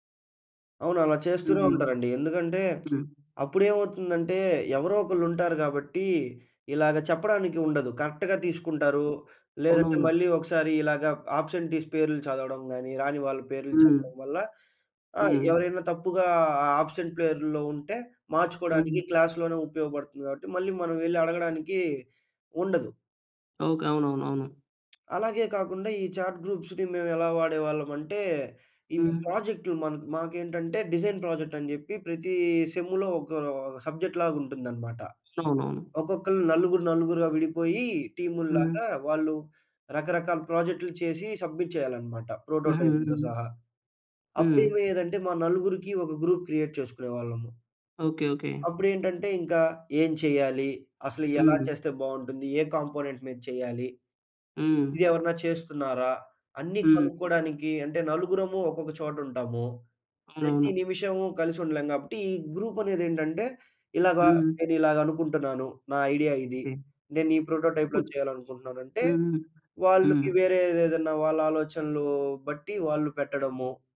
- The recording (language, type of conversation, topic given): Telugu, podcast, మీరు చాట్‌గ్రూప్‌ను ఎలా నిర్వహిస్తారు?
- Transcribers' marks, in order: lip smack; in English: "కరెక్ట్‌గా"; in English: "ఆబ్సెంటీస్"; in English: "ఆబ్సెంట్"; in English: "క్లాస్‌లోనే"; tapping; in English: "చాట్ గ్రూప్స్‌ని"; in English: "ప్రాజెక్ట్‌లు"; in English: "డిజైన్ ప్రాజెక్ట్"; in English: "సెమ్‌లో"; in English: "సబ్జెక్ట్‌లాగా"; in English: "ప్రాజెక్ట్‌లు"; in English: "సబ్‌మిట్"; in English: "ప్రోటోటైప్‌లతో"; in English: "గ్రూప్ క్రియేట్"; in English: "కాంపోనెంట్"; in English: "గ్రూప్"; in English: "ప్రోటోటైప్‌లో"; unintelligible speech